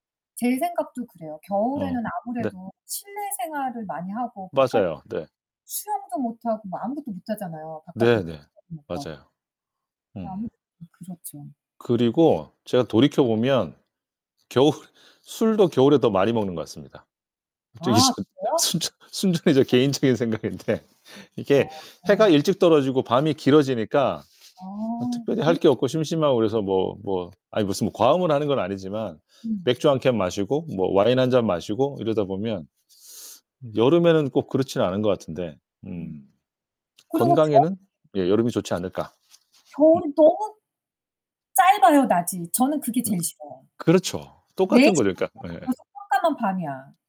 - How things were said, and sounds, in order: tapping; distorted speech; other background noise; laughing while speaking: "겨울"; laughing while speaking: "전 순전 순전히 제 개인적인 생각인데"; unintelligible speech; unintelligible speech
- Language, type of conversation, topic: Korean, unstructured, 여름과 겨울 중 어떤 계절을 더 좋아하시나요?